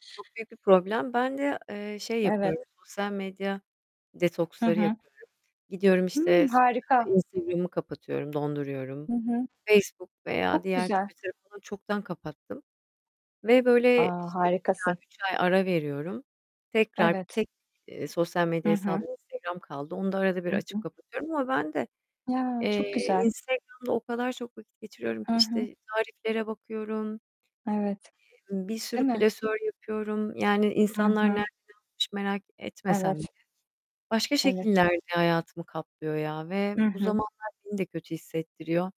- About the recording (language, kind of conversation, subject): Turkish, unstructured, Gün içinde telefonunuzu elinizden bırakamamak sizi strese sokuyor mu?
- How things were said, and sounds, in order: static; other background noise; distorted speech